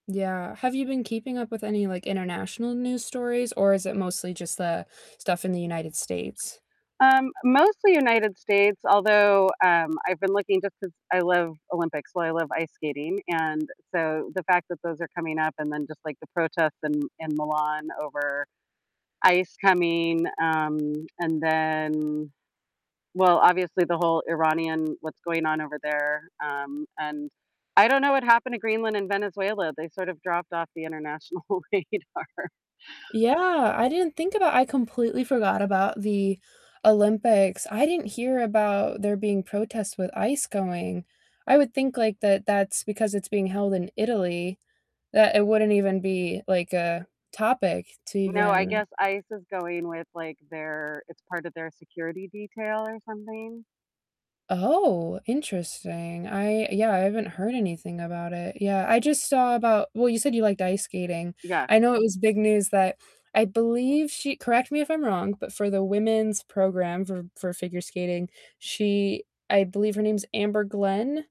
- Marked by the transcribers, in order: distorted speech; other background noise; laughing while speaking: "international radar"
- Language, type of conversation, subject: English, unstructured, What recent news story surprised you the most?
- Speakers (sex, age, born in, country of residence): female, 25-29, United States, United States; female, 50-54, United States, United States